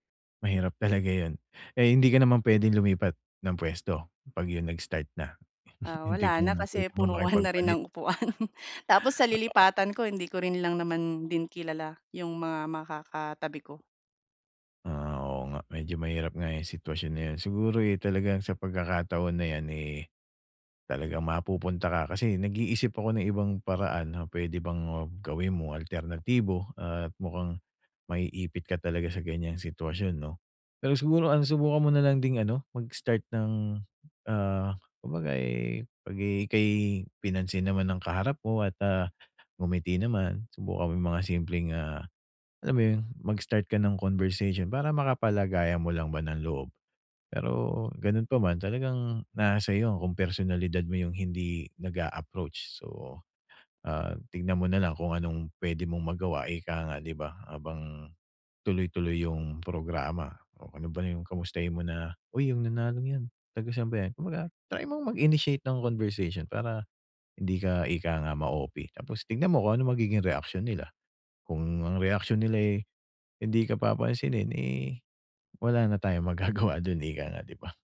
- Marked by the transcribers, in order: other background noise; tapping; scoff; laughing while speaking: "upuan"
- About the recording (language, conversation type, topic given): Filipino, advice, Paano ko mababawasan ang pag-aalala o kaba kapag may salu-salo o pagtitipon?